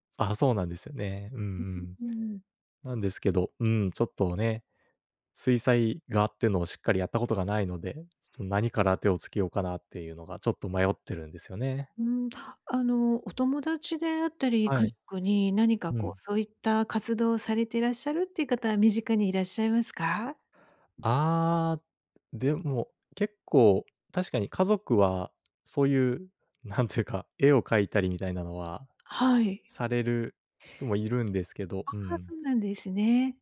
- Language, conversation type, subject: Japanese, advice, 新しいジャンルに挑戦したいのですが、何から始めればよいか迷っています。どうすればよいですか？
- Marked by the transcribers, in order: other background noise